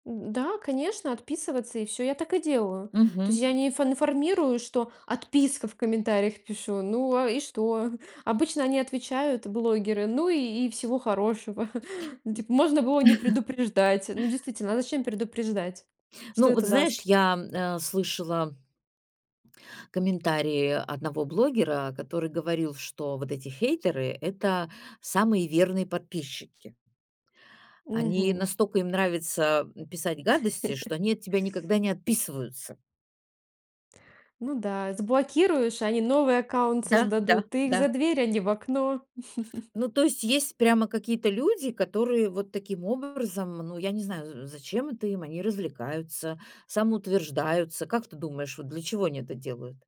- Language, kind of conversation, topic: Russian, podcast, Как лучше реагировать на плохие комментарии и троллей?
- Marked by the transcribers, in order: other noise; stressed: "отписка"; chuckle; chuckle; chuckle; chuckle; tapping